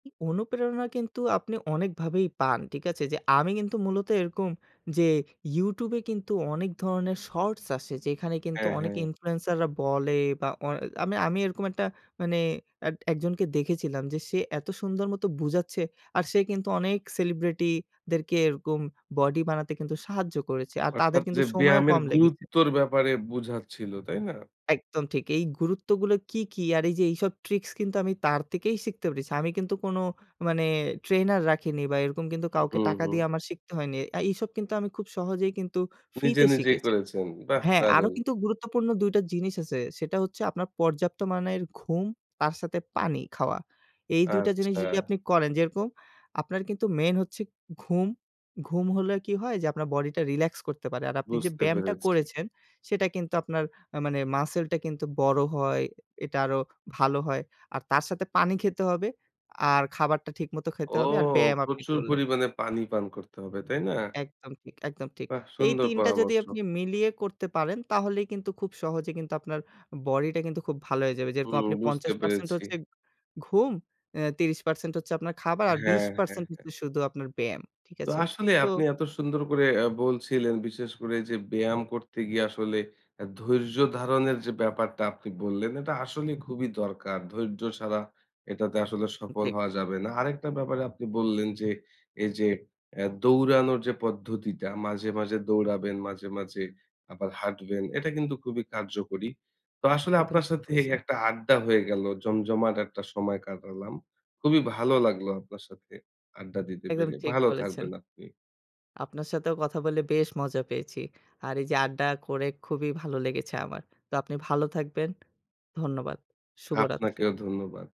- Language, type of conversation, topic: Bengali, podcast, আপনি ব্যায়াম শুরু করার সময় কোন কোন বিষয় মাথায় রাখেন?
- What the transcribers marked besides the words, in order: other background noise; horn